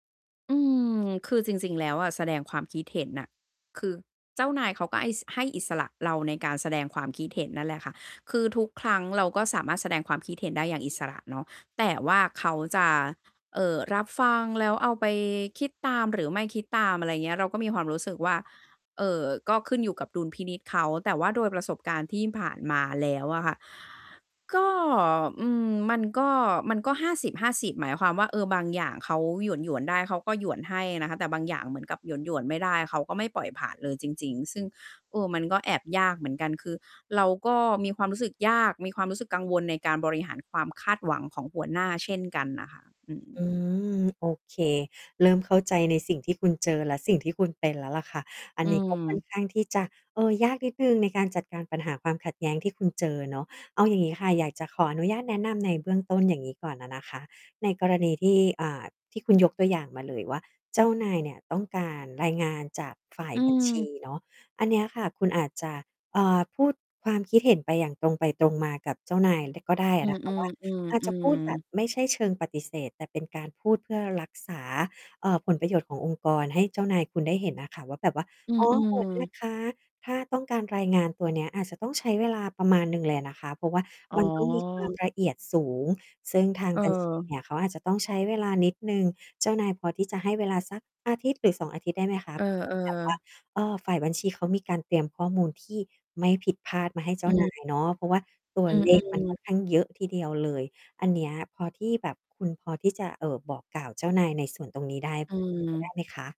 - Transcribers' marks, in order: distorted speech
- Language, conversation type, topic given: Thai, advice, ฉันควรจัดการความขัดแย้งในองค์กรอย่างไรดี?